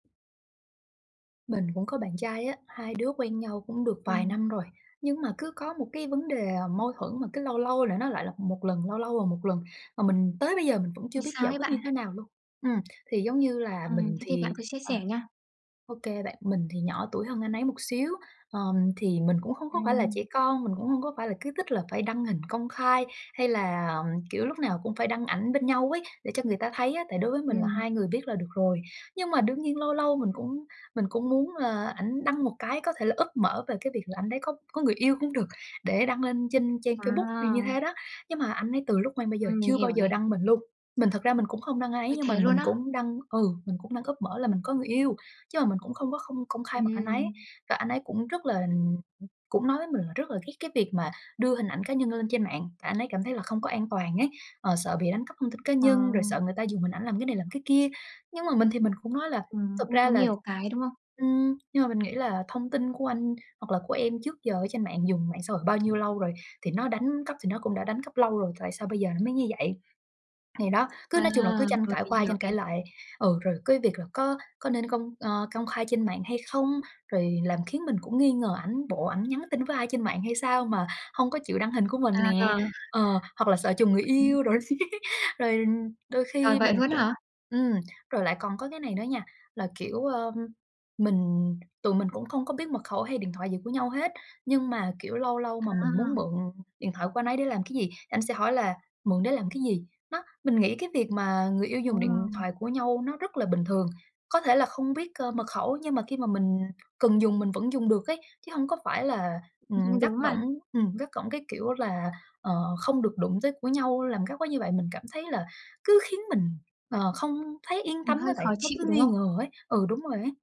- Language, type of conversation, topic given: Vietnamese, advice, Tôi nghi ngờ bạn đời không chung thủy và đang mất niềm tin, tôi nên làm gì?
- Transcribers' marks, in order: other background noise; tapping; laugh; unintelligible speech